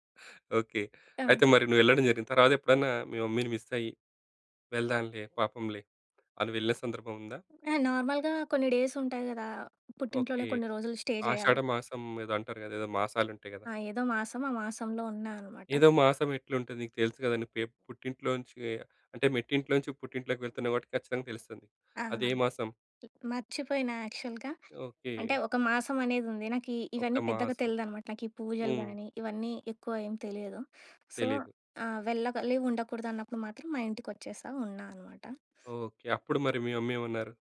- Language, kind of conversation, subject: Telugu, podcast, ఎప్పటికీ మరిచిపోలేని రోజు మీ జీవితంలో ఏది?
- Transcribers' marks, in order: in English: "మమ్మీని"; tapping; in English: "నార్మల్‌గా"; in English: "స్టే"; in English: "యాక్చల్‌గా"; in English: "సో"; other background noise; in English: "మమ్మీ"